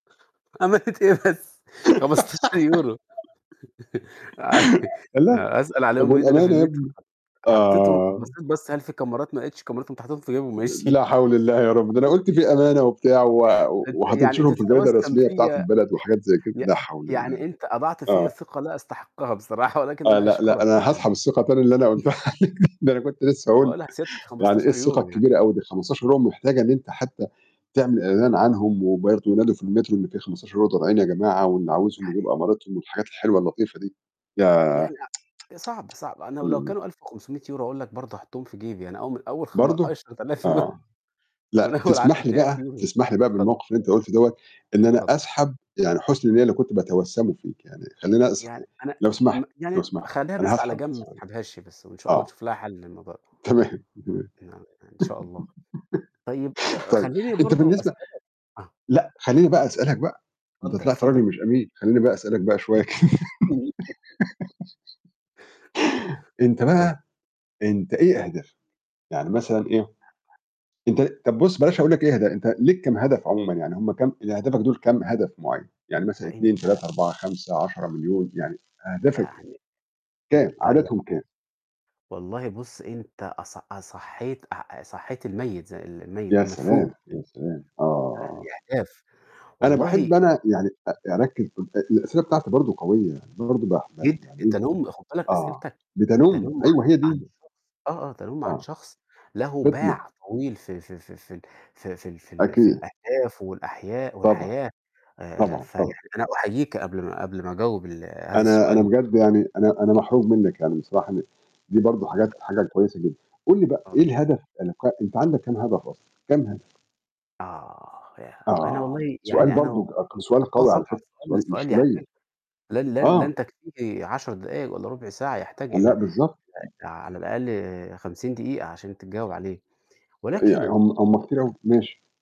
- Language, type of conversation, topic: Arabic, unstructured, إزاي بتتخيل حياتك بعد ما تحقق أول هدف كبير ليك؟
- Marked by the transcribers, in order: laughing while speaking: "أمانة إيه بس؟"; laugh; other background noise; chuckle; laughing while speaking: "وماشي"; unintelligible speech; laughing while speaking: "قُلتها عليك"; chuckle; unintelligible speech; tsk; chuckle; unintelligible speech; tapping; laughing while speaking: "تمام، تمام"; laugh; unintelligible speech; distorted speech; laughing while speaking: "كده"; giggle; laugh; chuckle; static; unintelligible speech; unintelligible speech; other noise; unintelligible speech; unintelligible speech; background speech